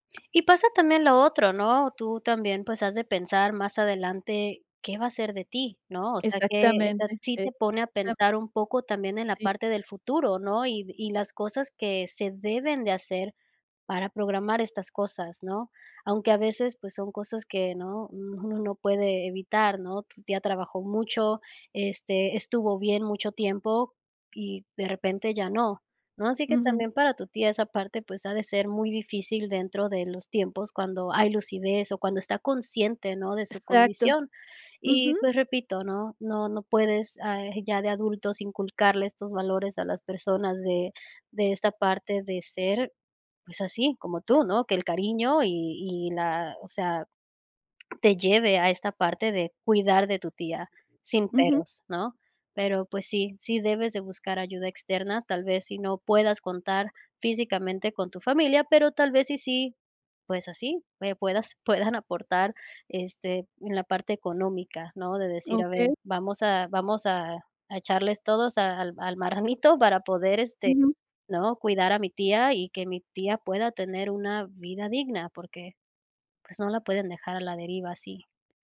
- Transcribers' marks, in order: tapping; giggle
- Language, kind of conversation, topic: Spanish, advice, ¿Cómo puedo manejar la presión de cuidar a un familiar sin sacrificar mi vida personal?